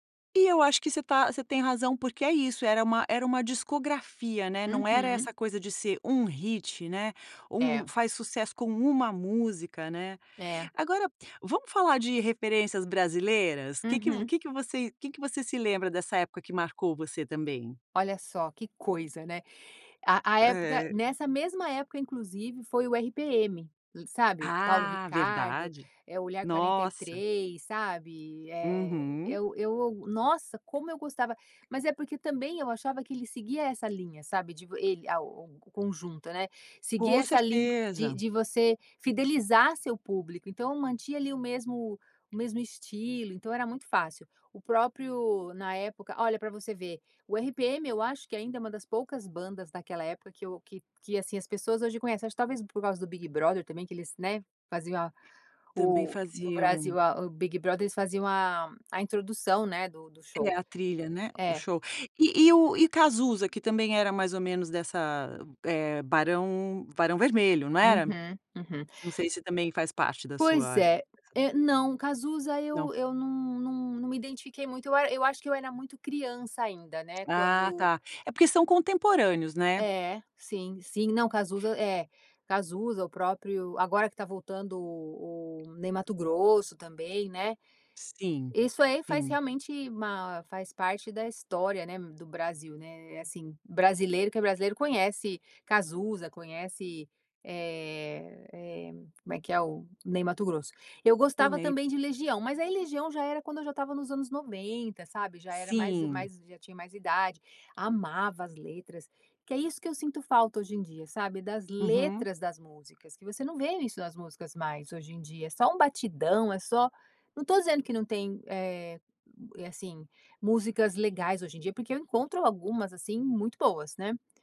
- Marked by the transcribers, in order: none
- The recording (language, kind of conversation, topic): Portuguese, podcast, Que artistas você considera parte da sua identidade musical?